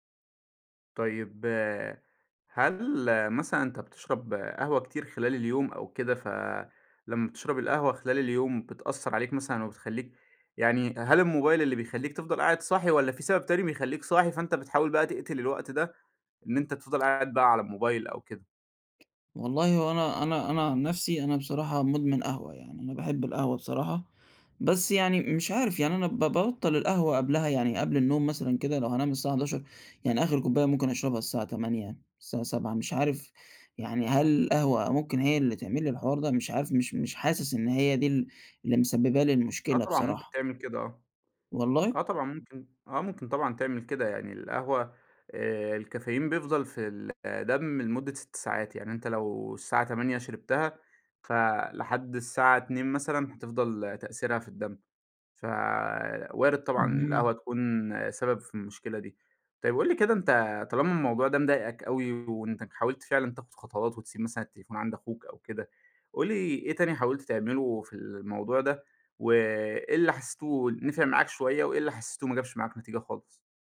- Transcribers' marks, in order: none
- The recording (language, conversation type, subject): Arabic, advice, إزاي أقدر ألتزم بميعاد نوم وصحيان ثابت كل يوم؟